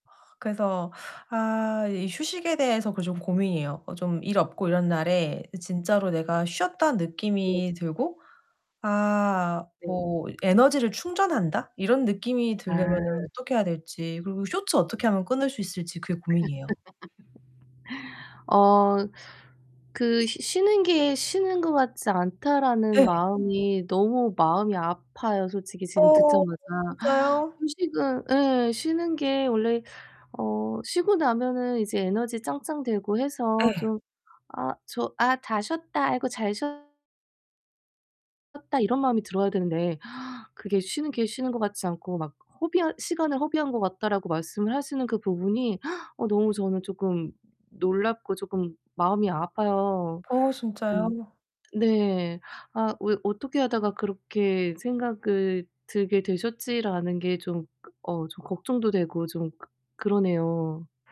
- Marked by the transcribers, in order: distorted speech; other background noise; mechanical hum; laugh; gasp; gasp; other noise
- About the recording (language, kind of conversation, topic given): Korean, advice, 휴식 시간에 어떻게 하면 마음을 진정으로 회복할 수 있을까요?